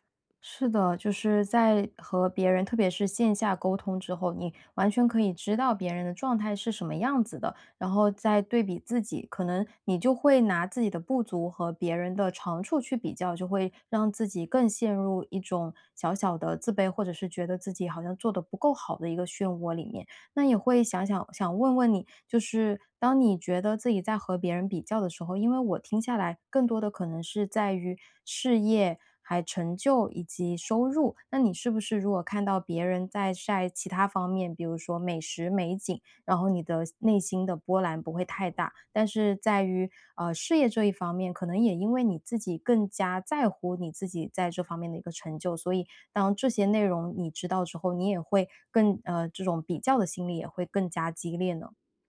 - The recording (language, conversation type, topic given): Chinese, advice, 我总是和别人比较，压力很大，该如何为自己定义成功？
- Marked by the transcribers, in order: other background noise